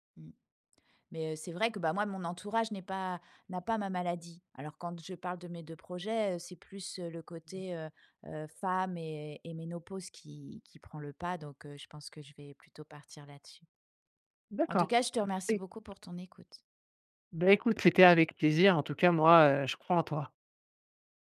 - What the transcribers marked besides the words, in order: unintelligible speech; tapping
- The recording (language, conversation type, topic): French, advice, Comment gérer la crainte d’échouer avant de commencer un projet ?